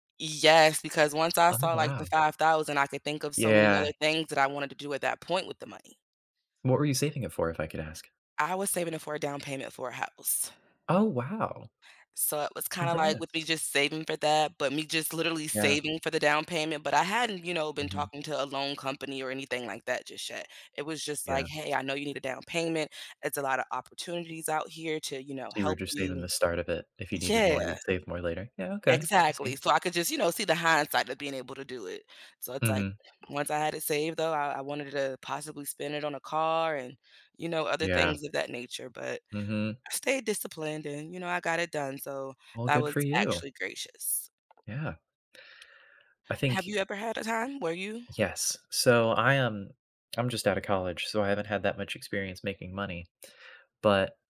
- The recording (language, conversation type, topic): English, unstructured, How has saving money made a positive impact on your life?
- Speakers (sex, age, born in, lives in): female, 40-44, United States, United States; male, 20-24, United States, United States
- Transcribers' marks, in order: tapping; other background noise